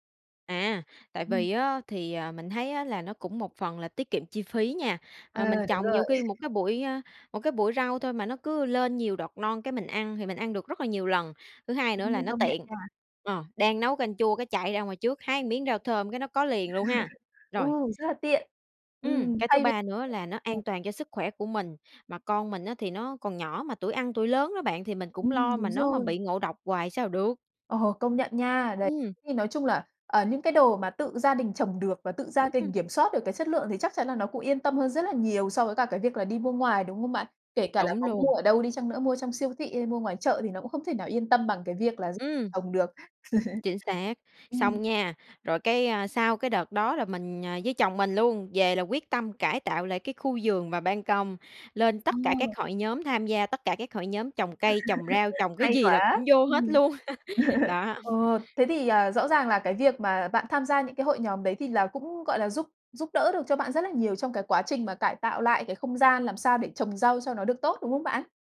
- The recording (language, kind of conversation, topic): Vietnamese, podcast, Bạn có bí quyết nào để trồng rau trên ban công không?
- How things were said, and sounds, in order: other background noise; chuckle; tapping; "một" said as "ờn"; laugh; laughing while speaking: "Ờ"; laugh; laugh; laugh